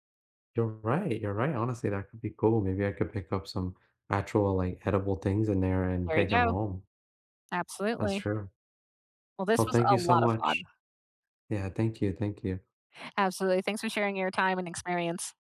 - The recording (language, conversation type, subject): English, unstructured, What hobby have you picked up recently, and why has it stuck?
- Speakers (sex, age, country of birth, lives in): female, 35-39, United States, United States; male, 20-24, United States, United States
- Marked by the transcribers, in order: none